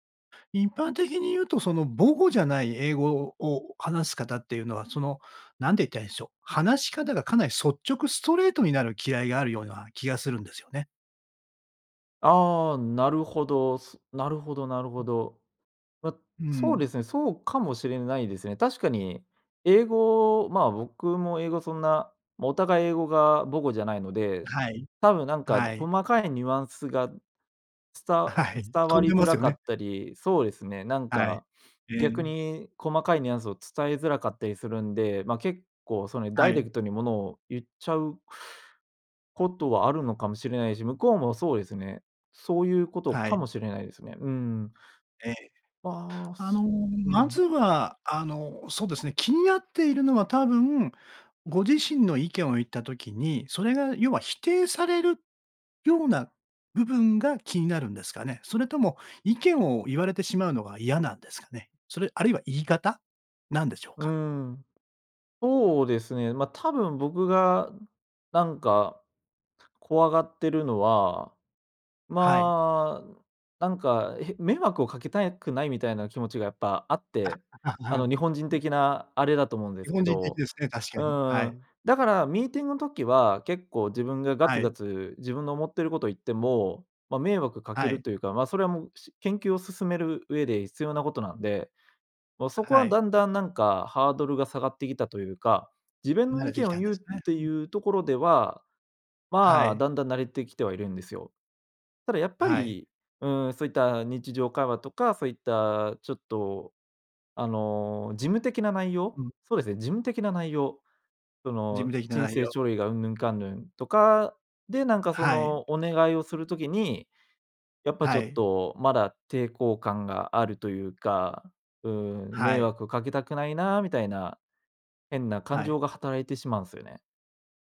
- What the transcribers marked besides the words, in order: other background noise; sniff; tapping; other noise
- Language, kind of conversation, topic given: Japanese, advice, 上司や同僚に自分の意見を伝えるのが怖いのはなぜですか？